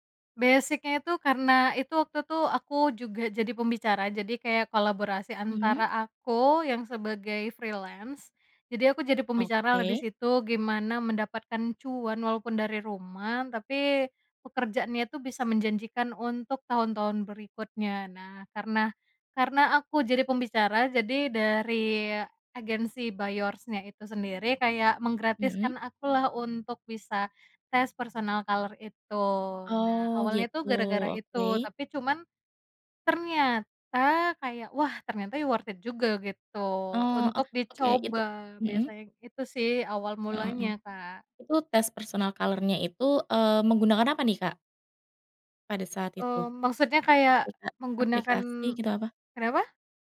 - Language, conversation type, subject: Indonesian, podcast, Bagaimana kamu memilih pakaian untuk menunjukkan jati dirimu yang sebenarnya?
- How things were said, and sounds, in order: in English: "freelance"; in English: "personal color"; in English: "worth it"; in English: "personal color-nya"